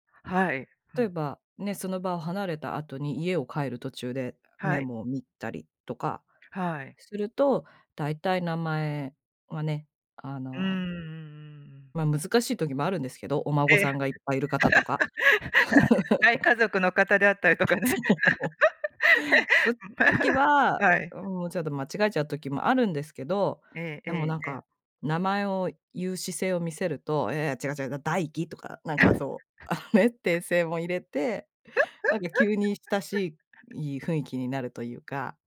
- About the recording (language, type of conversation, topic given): Japanese, podcast, 人間関係で普段どんなことに気を付けていますか？
- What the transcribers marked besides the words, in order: laugh; laughing while speaking: "そう"; laughing while speaking: "とかね。 へ"; laugh; laugh; tapping; laugh